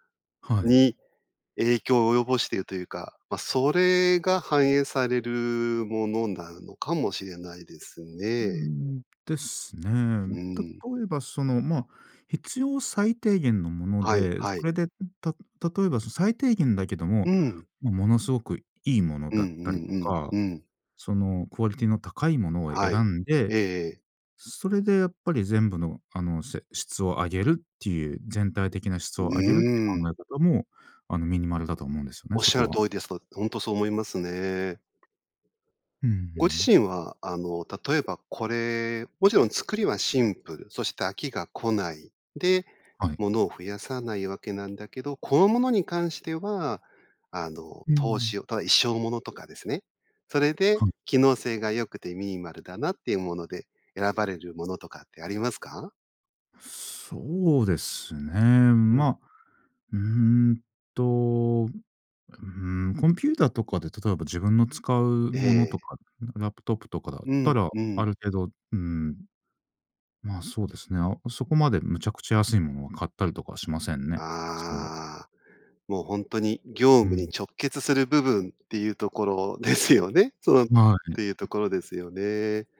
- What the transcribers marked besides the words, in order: tapping; other background noise
- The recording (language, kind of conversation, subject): Japanese, podcast, ミニマルと見せかけのシンプルの違いは何ですか？